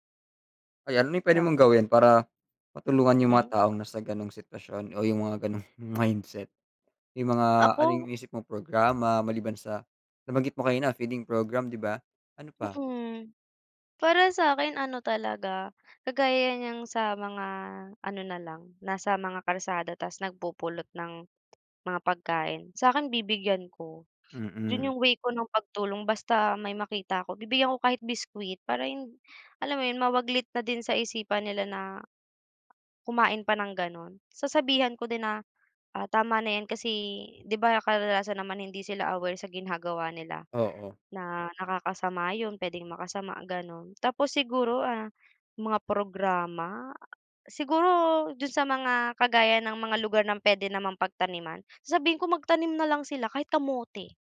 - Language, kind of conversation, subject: Filipino, unstructured, Ano ang reaksyon mo sa mga taong kumakain ng basura o panis na pagkain?
- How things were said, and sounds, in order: tapping